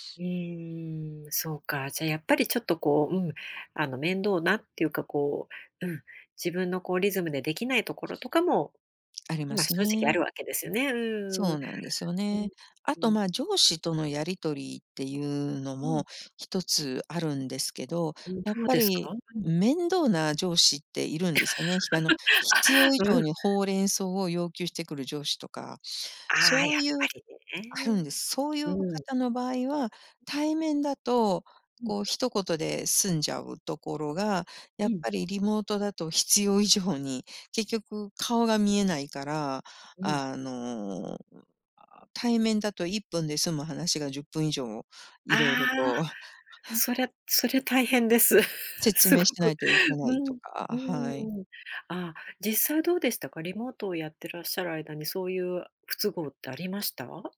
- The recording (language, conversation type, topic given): Japanese, podcast, リモートワークの良いところと困ることは何ですか？
- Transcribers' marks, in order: drawn out: "うーん"; unintelligible speech; laugh; chuckle